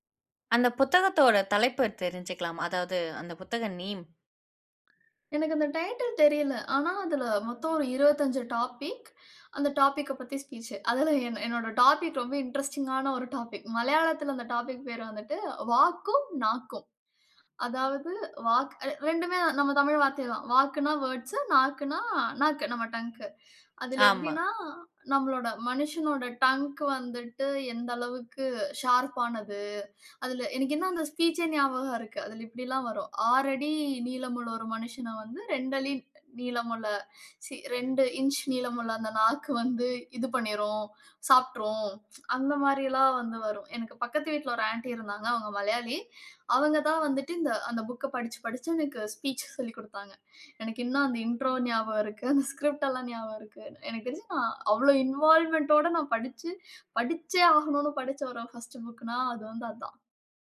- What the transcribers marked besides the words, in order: tapping; in English: "டாபிக்"; in English: "டாபிக்க"; in English: "ஸ்பீச்"; in English: "டாபிக்"; in English: "இன்ட்ரஸ்டிங்கான"; in English: "டாபிக்"; in English: "டாபிக்"; in English: "வேர்ட்ஸ்"; in English: "டங்க்கு"; in English: "டங்க்"; in English: "ஷார்ப்பானது"; in English: "ஸ்பீச்சே"; "அடி" said as "அளி"; in English: "சீ"; tsk; in English: "ஸ்பீச்"; in English: "இண்ட்ரோ"; in English: "ஸ்கிரிப்ட்லாம்"; in English: "இன்வால்வ்மென்ட்டோட"
- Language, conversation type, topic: Tamil, podcast, நீங்கள் முதல் முறையாக நூலகத்திற்குச் சென்றபோது அந்த அனுபவம் எப்படி இருந்தது?